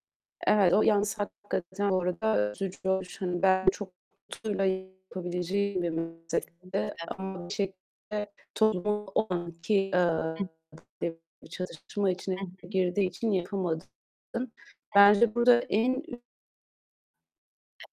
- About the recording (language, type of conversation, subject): Turkish, unstructured, Kimliğinle ilgili yaşadığın en büyük çatışma neydi?
- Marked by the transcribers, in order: distorted speech; other background noise; unintelligible speech; unintelligible speech; unintelligible speech